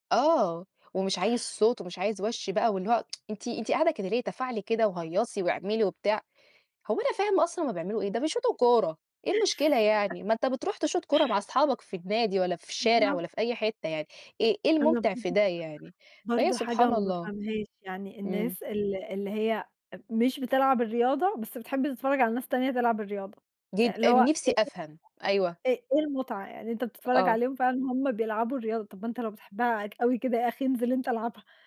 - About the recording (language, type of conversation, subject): Arabic, unstructured, هل بتفضل تتمرن في البيت ولا في الجيم؟
- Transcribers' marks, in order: tsk; giggle; unintelligible speech